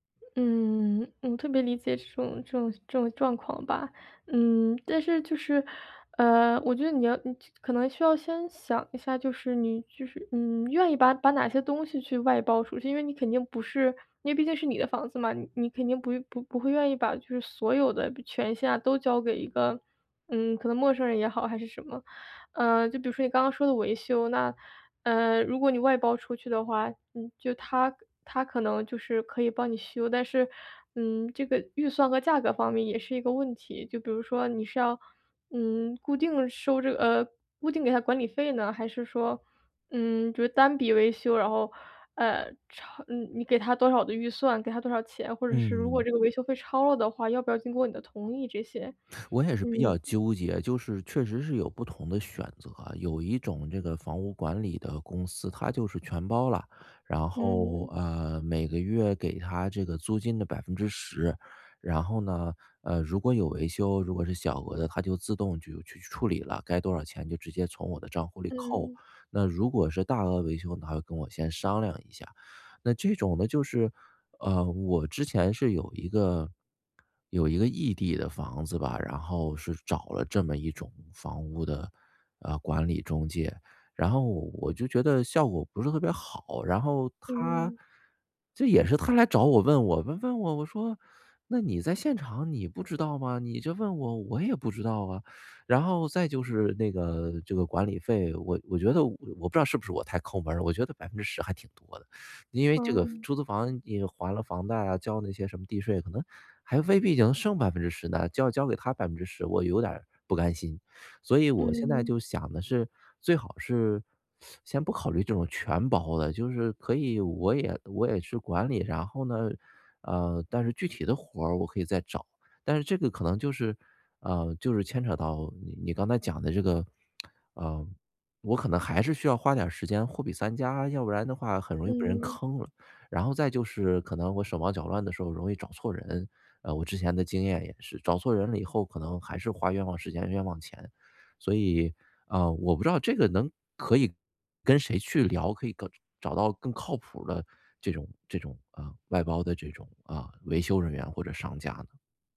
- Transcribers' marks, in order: teeth sucking; lip smack
- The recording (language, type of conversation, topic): Chinese, advice, 我怎样通过外包节省更多时间？
- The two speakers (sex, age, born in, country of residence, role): female, 25-29, China, United States, advisor; male, 40-44, China, United States, user